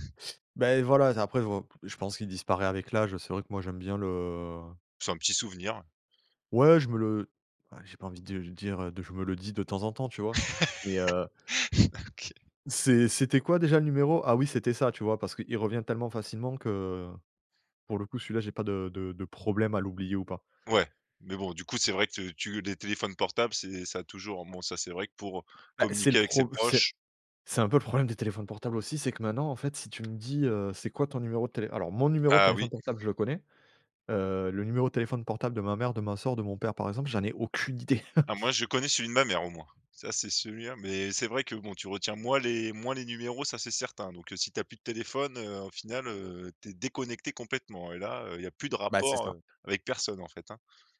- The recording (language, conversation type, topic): French, podcast, Alors, comment la technologie a-t-elle changé vos relations familiales ?
- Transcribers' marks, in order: laugh; laughing while speaking: "OK"; tapping; chuckle